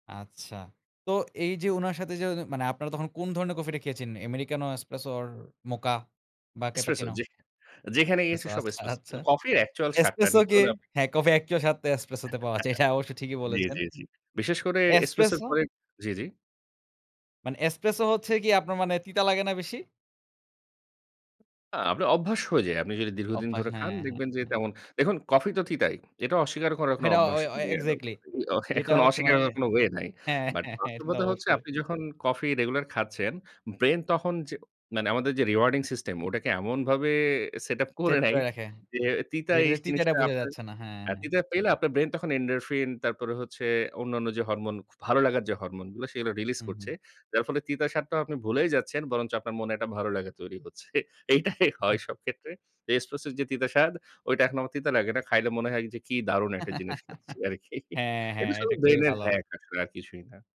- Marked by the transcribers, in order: in English: "Americano Espresso or Mocha?"; in English: "Cappuccino?"; in English: "Espresso"; scoff; in English: "Espresso"; in English: "Espresso"; in English: "actual"; in English: "actual"; "স্বাদ" said as "সাঁটটা"; in English: "Espresso"; laughing while speaking: "এটা অবশ্য ঠিকই বলেছেন"; unintelligible speech; chuckle; in English: "Espresso"; in English: "Espresso"; in English: "Espresso"; scoff; laughing while speaking: "হ্যাঁ, হ্যাঁ, হ্যাঁ এটা তো অবশ্যই"; in English: "ওয়ে"; tapping; in English: "rewarding system"; scoff; in English: "endorphin"; scoff; laughing while speaking: "এইটাই হয় সব ক্ষেত্রে"; in English: "Espresso"; laugh; scoff; in English: "hack"
- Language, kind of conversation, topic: Bengali, podcast, বিদেশে দেখা কারো সঙ্গে বসে চা-কফি খাওয়ার স্মৃতি কীভাবে শেয়ার করবেন?
- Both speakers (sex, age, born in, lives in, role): male, 20-24, Bangladesh, Bangladesh, host; male, 30-34, Bangladesh, Bangladesh, guest